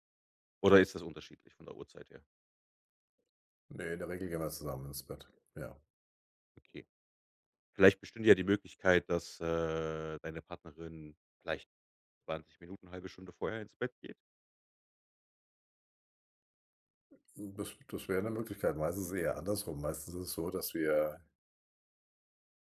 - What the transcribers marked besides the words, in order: none
- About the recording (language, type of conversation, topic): German, advice, Wie beeinträchtigt Schnarchen von dir oder deinem Partner deinen Schlaf?